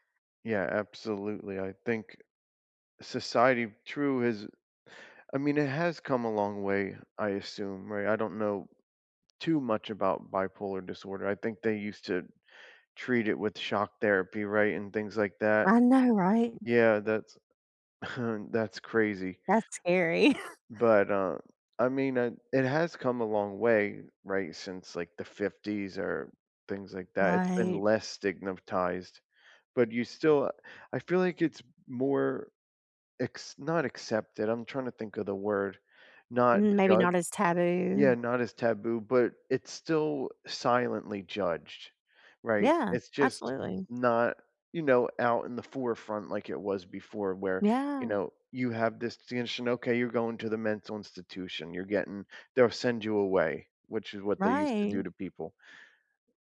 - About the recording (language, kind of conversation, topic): English, unstructured, How can I respond when people judge me for anxiety or depression?
- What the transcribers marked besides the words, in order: chuckle; chuckle; unintelligible speech